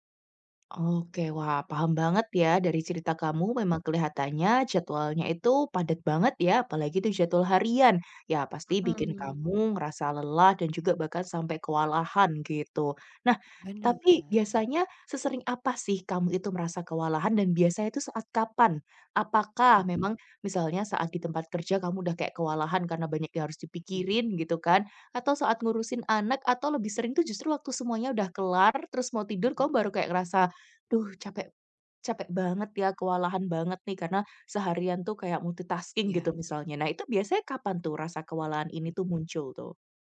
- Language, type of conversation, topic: Indonesian, advice, Bagaimana cara menenangkan diri saat tiba-tiba merasa sangat kewalahan dan cemas?
- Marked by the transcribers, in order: other background noise; in English: "multitasking"